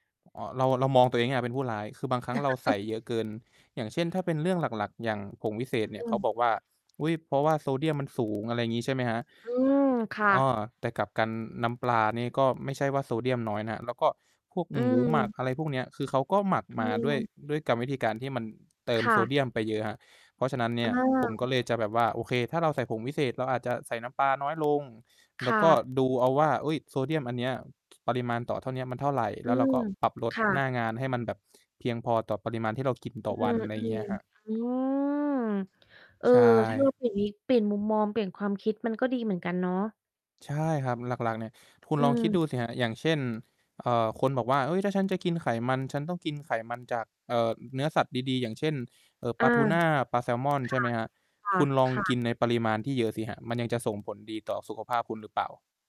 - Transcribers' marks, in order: distorted speech; chuckle; mechanical hum; tapping; other background noise
- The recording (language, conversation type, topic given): Thai, unstructured, คุณคิดว่าการเรียนรู้ทำอาหารมีประโยชน์กับชีวิตอย่างไร?